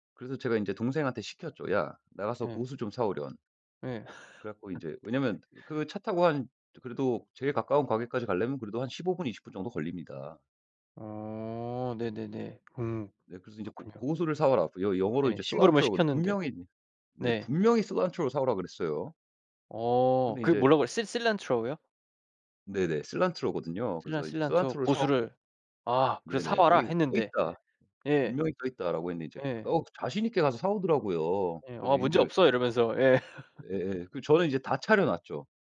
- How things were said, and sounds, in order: laugh; put-on voice: "cilantro"; in English: "cilantro"; put-on voice: "cilantro"; in English: "cilantro"; put-on voice: "Cil cilantro"; in English: "Cil cilantro"; put-on voice: "cilantro"; in English: "cilantro"; put-on voice: "cilantro"; in English: "cilantro"; put-on voice: "Cilan cilantro"; in English: "Cilan cilantro"; laugh
- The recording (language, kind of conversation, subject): Korean, podcast, 같이 요리하다가 생긴 웃긴 에피소드가 있나요?